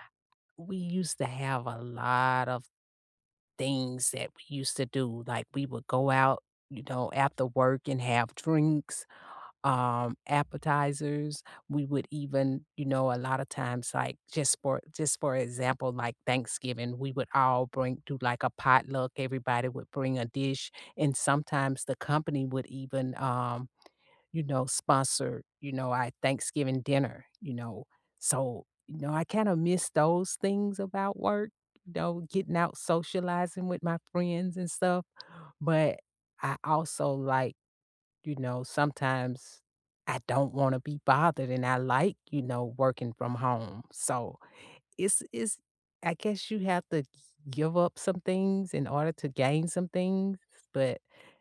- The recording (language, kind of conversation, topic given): English, unstructured, What do you think about remote work becoming so common?
- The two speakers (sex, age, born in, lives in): female, 55-59, United States, United States; male, 20-24, United States, United States
- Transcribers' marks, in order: tapping